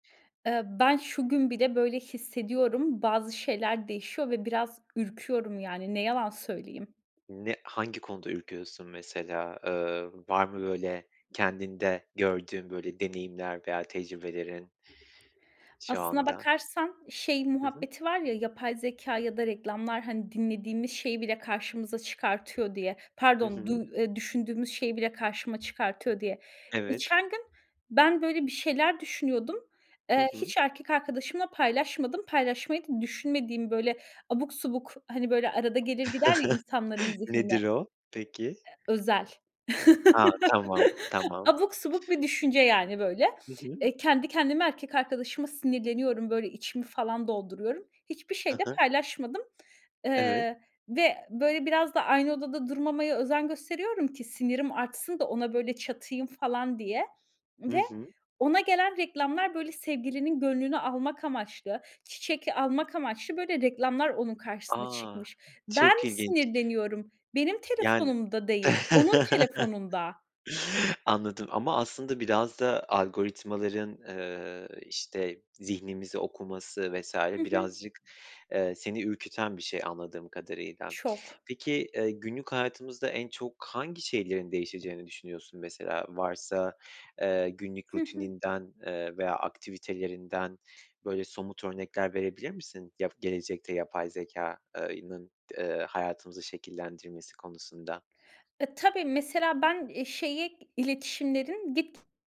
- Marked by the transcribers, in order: other background noise; tapping; chuckle; laugh; chuckle
- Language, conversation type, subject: Turkish, podcast, Gelecekte yapay zekâ ev hayatımızı nasıl değiştirecek sence?